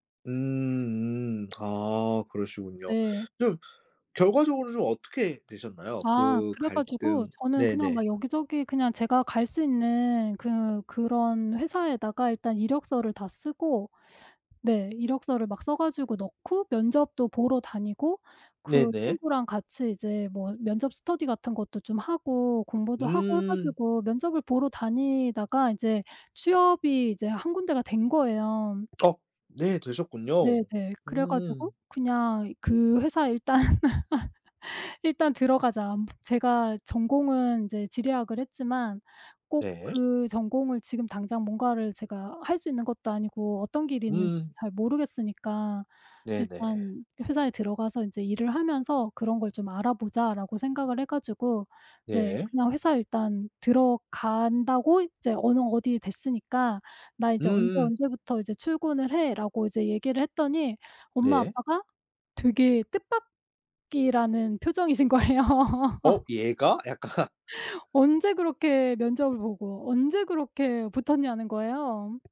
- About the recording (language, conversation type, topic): Korean, podcast, 가족의 진로 기대에 대해 어떻게 느끼시나요?
- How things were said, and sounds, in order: other background noise; tapping; laughing while speaking: "일단"; laugh; laughing while speaking: "표정이신 거예요"; laughing while speaking: "약간"; laugh